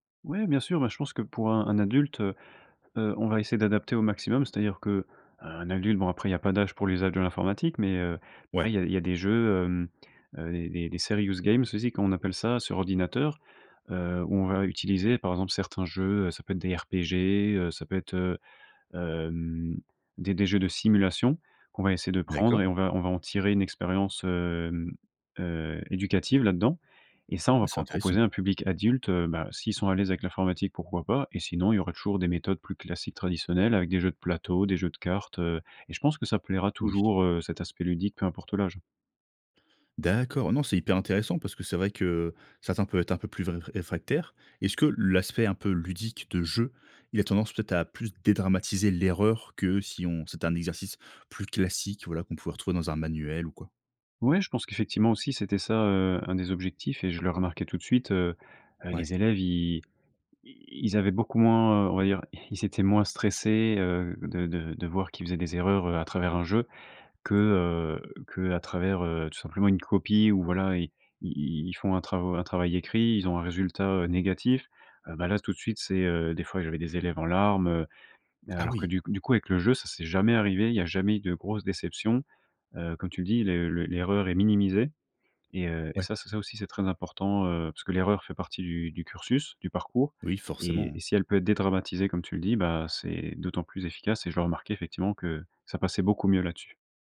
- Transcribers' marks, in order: in English: "serious games"; other background noise
- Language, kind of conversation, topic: French, podcast, Comment le jeu peut-il booster l’apprentissage, selon toi ?